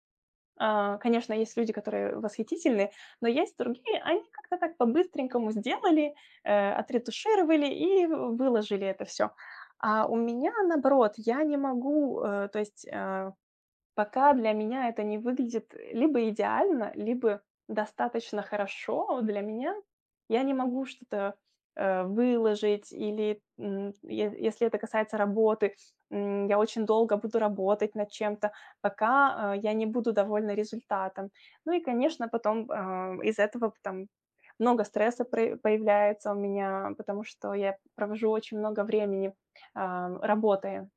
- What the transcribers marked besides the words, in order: tapping
- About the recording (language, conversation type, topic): Russian, advice, Как мне управлять стрессом, не борясь с эмоциями?